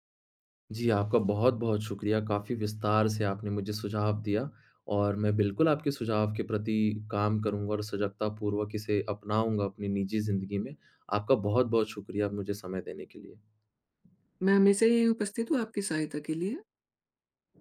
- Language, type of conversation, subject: Hindi, advice, क्या मैं रोज़ रचनात्मक अभ्यास शुरू नहीं कर पा रहा/रही हूँ?
- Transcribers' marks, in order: other background noise